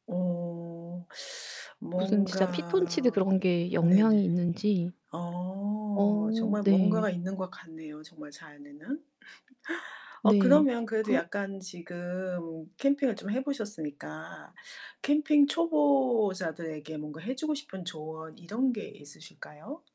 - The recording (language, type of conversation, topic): Korean, podcast, 캠핑을 처음 시작하는 사람에게 해주고 싶은 조언은 무엇인가요?
- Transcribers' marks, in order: teeth sucking; other background noise; laugh